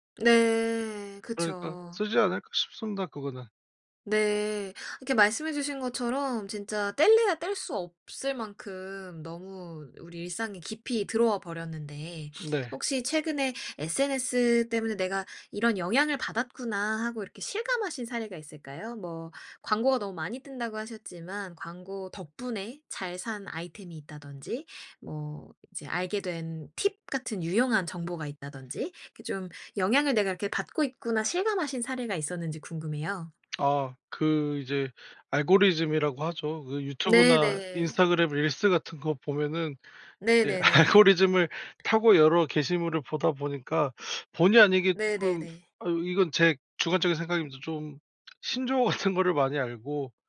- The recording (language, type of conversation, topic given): Korean, podcast, SNS가 일상에 어떤 영향을 준다고 보세요?
- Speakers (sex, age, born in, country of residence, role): female, 25-29, South Korea, United States, host; male, 30-34, South Korea, South Korea, guest
- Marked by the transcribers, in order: other background noise; lip smack; laughing while speaking: "알고리즘을"; tapping; teeth sucking; lip smack; laughing while speaking: "같은"